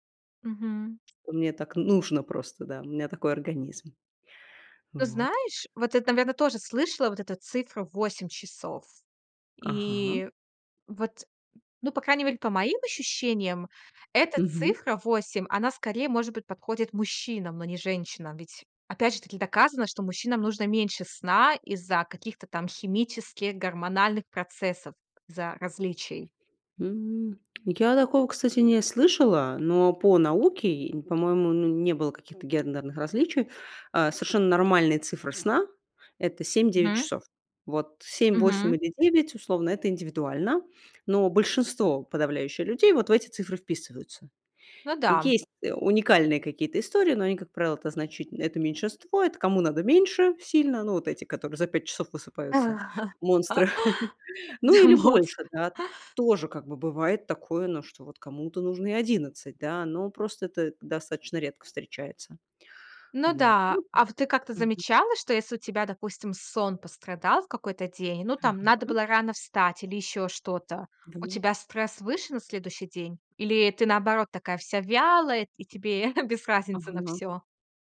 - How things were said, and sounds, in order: laugh; laughing while speaking: "Да, монстр"; chuckle; other background noise; chuckle
- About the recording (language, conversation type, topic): Russian, podcast, Что вы делаете, чтобы снять стресс за 5–10 минут?